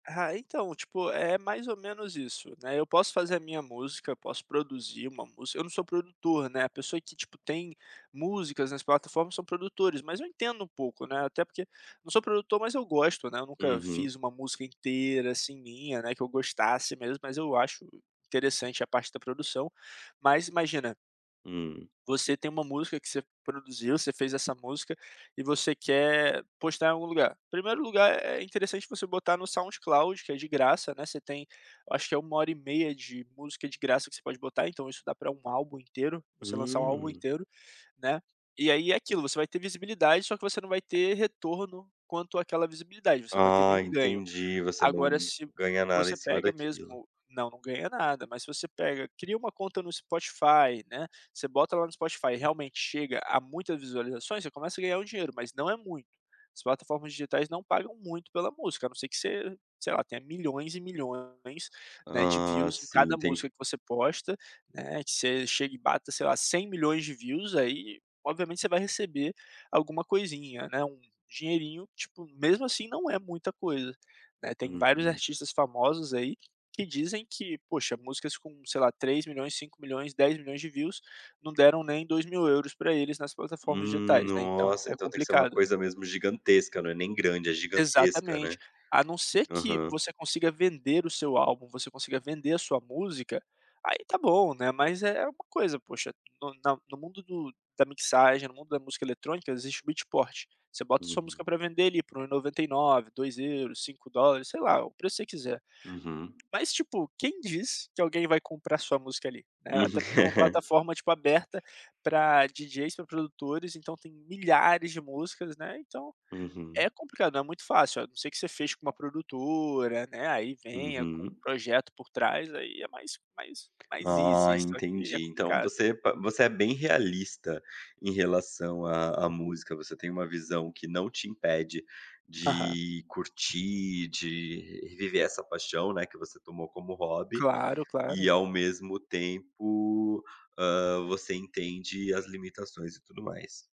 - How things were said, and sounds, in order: in English: "views"; in English: "views"; in English: "views"; in English: "beat port"; tapping; giggle; in English: "easy"
- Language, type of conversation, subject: Portuguese, podcast, Como o seu hobby dá sentido ou propósito à sua vida?